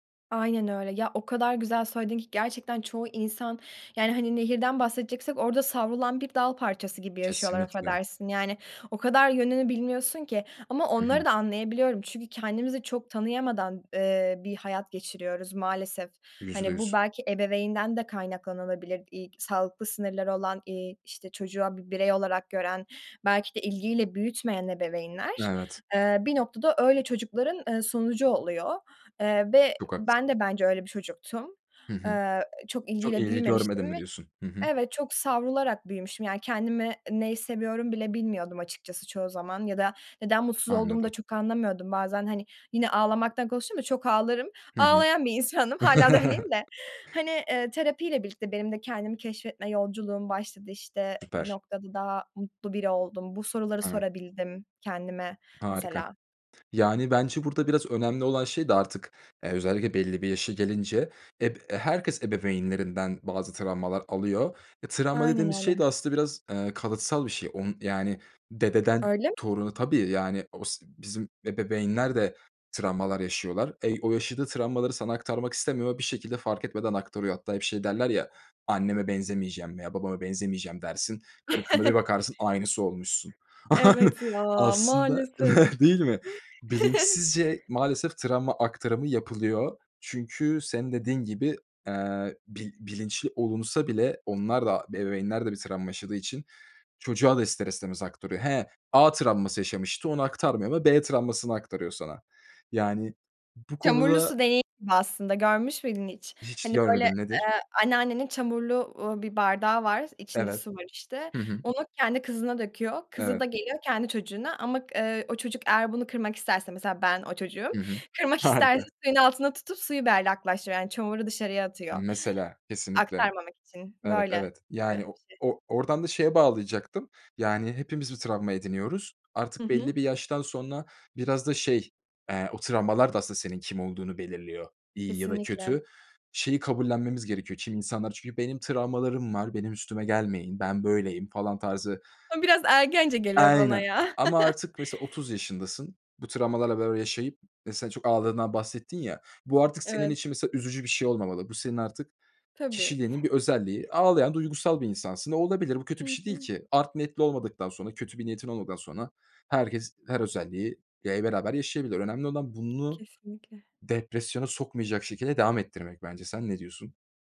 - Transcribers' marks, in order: laughing while speaking: "insandım. Hâlâ da öyleyim"; chuckle; chuckle; chuckle; tapping; laughing while speaking: "Harika!"; chuckle; other background noise
- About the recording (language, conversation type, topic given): Turkish, podcast, Destek verirken tükenmemek için ne yaparsın?